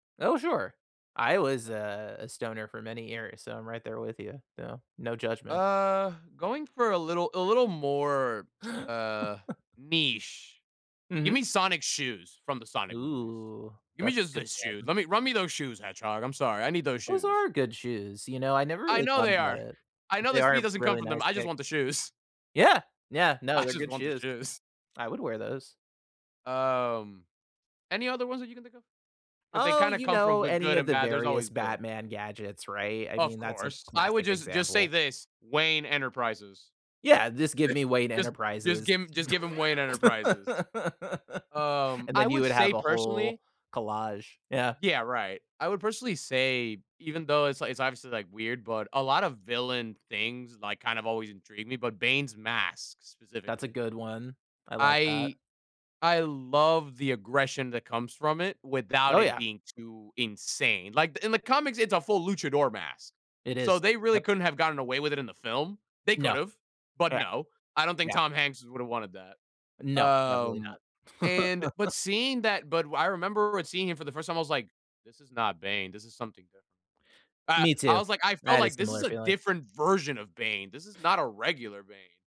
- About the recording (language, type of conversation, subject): English, unstructured, What film prop should I borrow, and how would I use it?
- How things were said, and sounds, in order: background speech; laugh; scoff; laugh; tapping; laugh